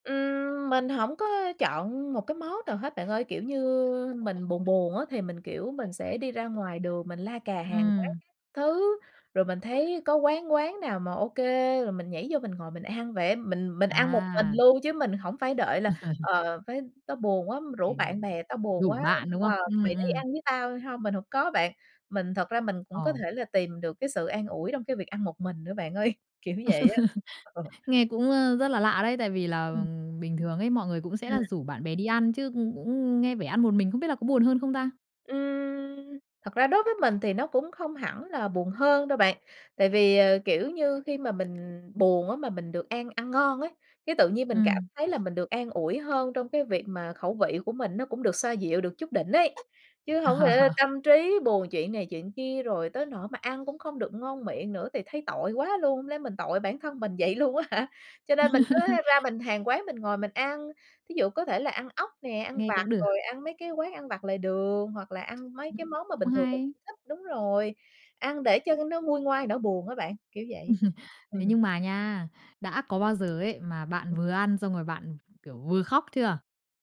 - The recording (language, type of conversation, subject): Vietnamese, podcast, Khi buồn, bạn thường ăn món gì để an ủi?
- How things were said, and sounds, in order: laugh; laugh; laughing while speaking: "ơi"; tapping; other background noise; laugh; laughing while speaking: "á hả!"; laugh; laugh